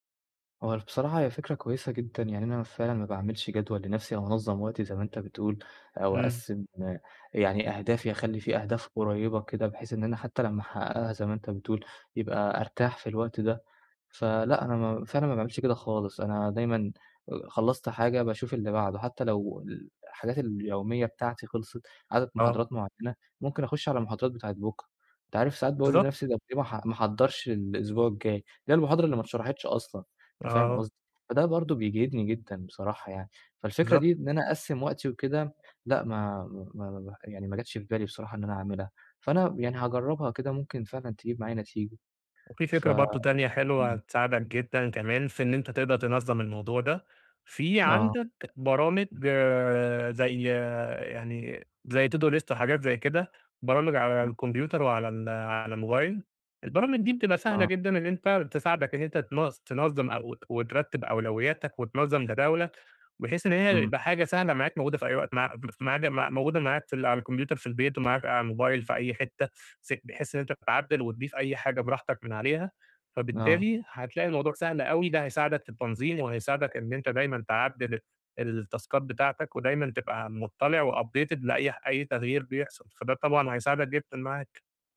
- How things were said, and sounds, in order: in English: "التاسكات"; in English: "وupdated"
- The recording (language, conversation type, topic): Arabic, advice, إزاي أرتّب أولوياتي بحيث آخد راحتي من غير ما أحس بالذنب؟